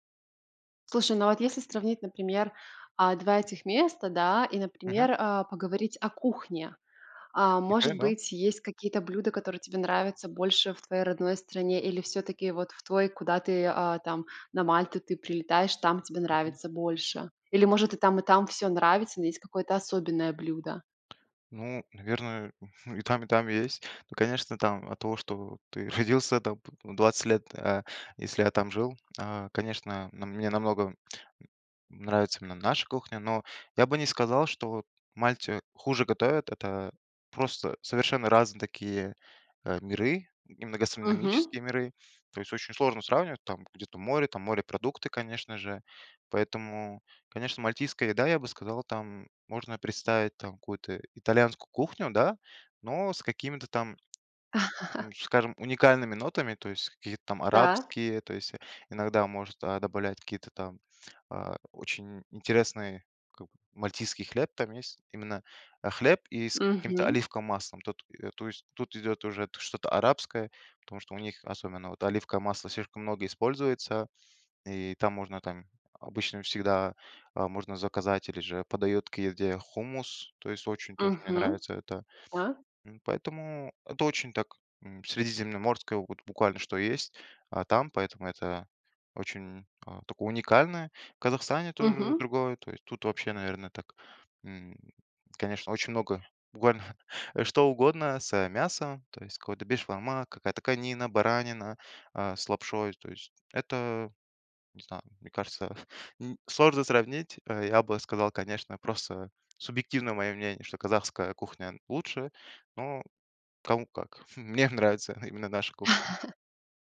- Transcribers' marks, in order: chuckle; laugh; chuckle; chuckle
- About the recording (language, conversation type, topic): Russian, podcast, Почему для вас важно ваше любимое место на природе?